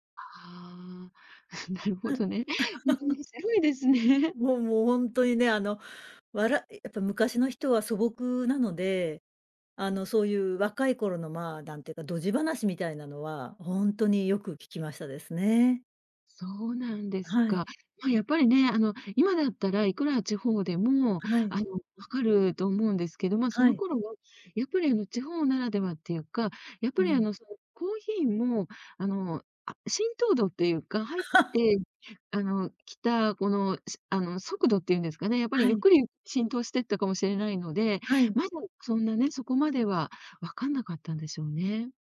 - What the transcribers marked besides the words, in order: laughing while speaking: "なるほどね。面白いですね"; chuckle; scoff
- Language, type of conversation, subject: Japanese, podcast, 祖父母から聞いた面白い話はありますか？